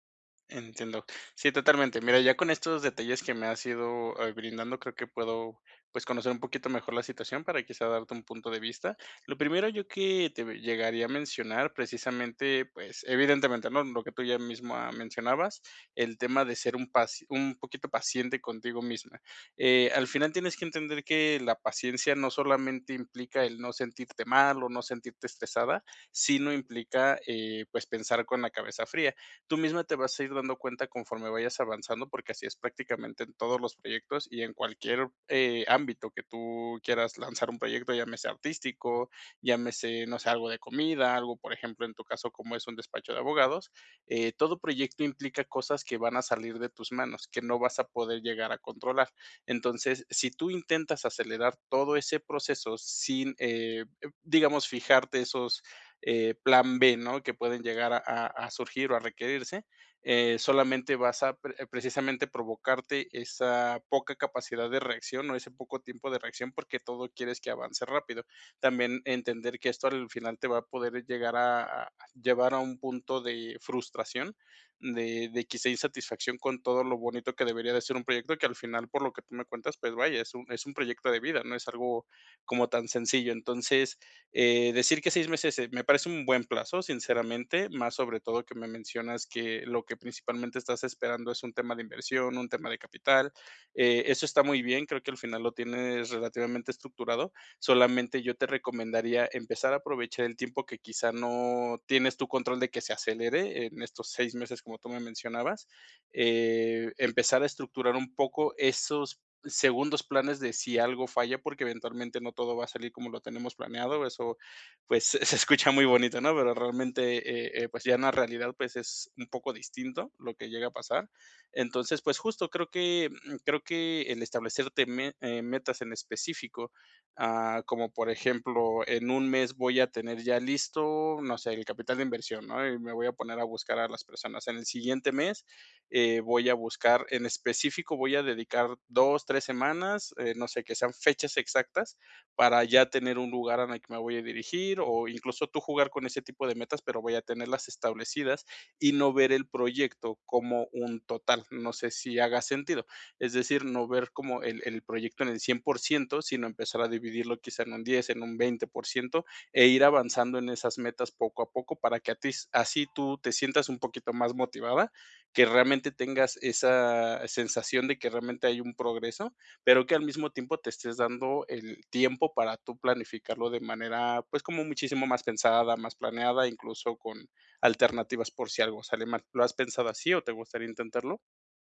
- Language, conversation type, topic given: Spanish, advice, ¿Cómo puedo equilibrar la ambición y la paciencia al perseguir metas grandes?
- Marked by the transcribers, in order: laughing while speaking: "se escucha"